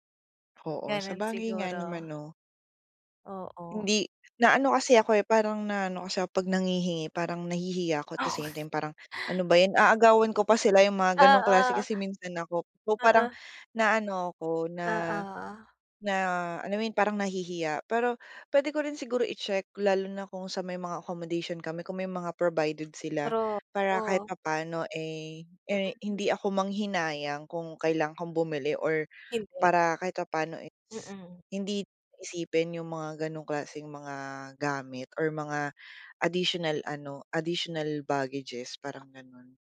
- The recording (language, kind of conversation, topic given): Filipino, advice, Paano ko mapapanatili ang pag-aalaga sa sarili at mababawasan ang stress habang naglalakbay?
- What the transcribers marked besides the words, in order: laughing while speaking: "Oo"; tapping; other background noise